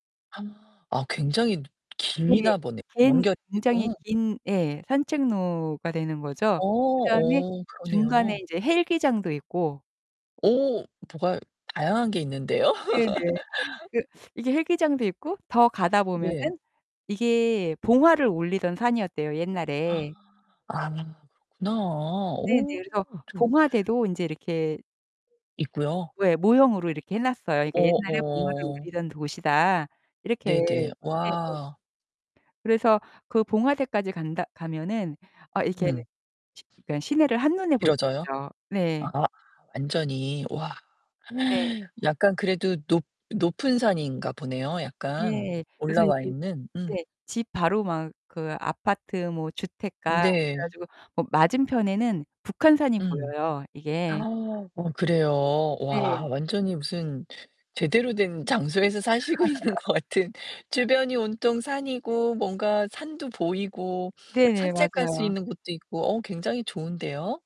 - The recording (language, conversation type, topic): Korean, podcast, 산책하다가 발견한 작은 기쁨을 함께 나눠주실래요?
- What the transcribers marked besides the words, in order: gasp; distorted speech; other background noise; giggle; gasp; gasp; laughing while speaking: "장소에서 사시고 있는 것 같은"; laugh; static